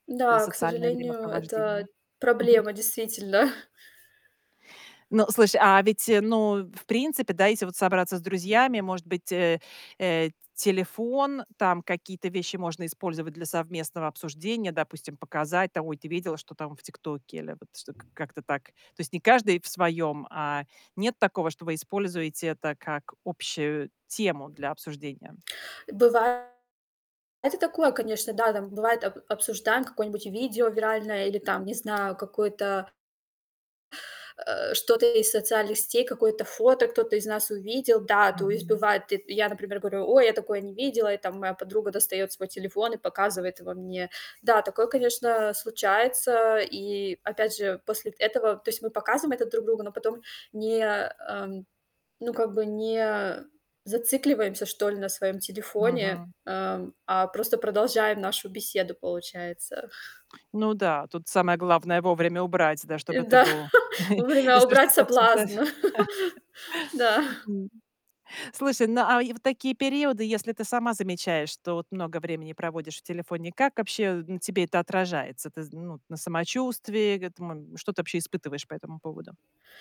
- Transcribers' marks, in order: static; laughing while speaking: "действительно"; tapping; distorted speech; other background noise; laughing while speaking: "да"; chuckle; laughing while speaking: "Да"
- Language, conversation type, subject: Russian, podcast, Как ты обычно реагируешь, когда замечаешь, что слишком долго сидишь в телефоне?